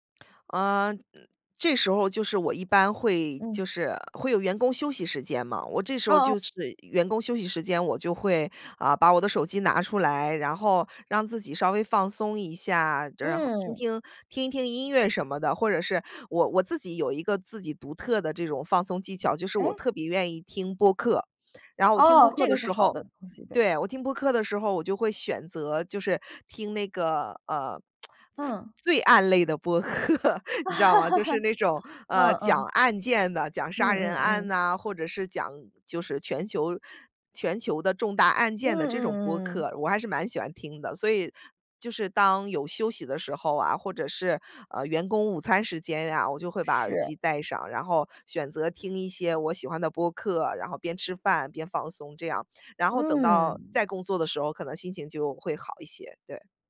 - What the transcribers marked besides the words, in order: other background noise; lip smack; laughing while speaking: "播客，你知道吗？"; laugh
- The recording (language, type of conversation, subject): Chinese, podcast, 你如何处理自我怀疑和不安？